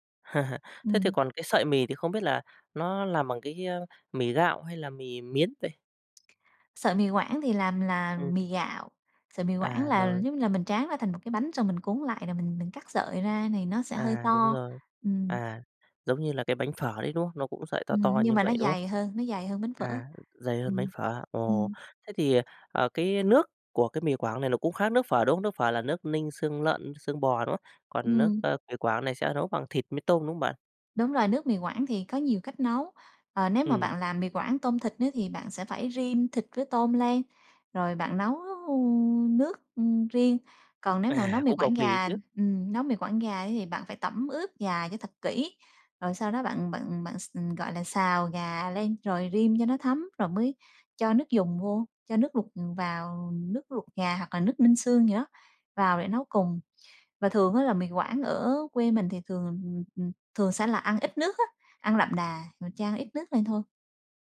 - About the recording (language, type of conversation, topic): Vietnamese, podcast, Món ăn gia truyền nào khiến bạn nhớ nhà nhất?
- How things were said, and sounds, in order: laugh; tapping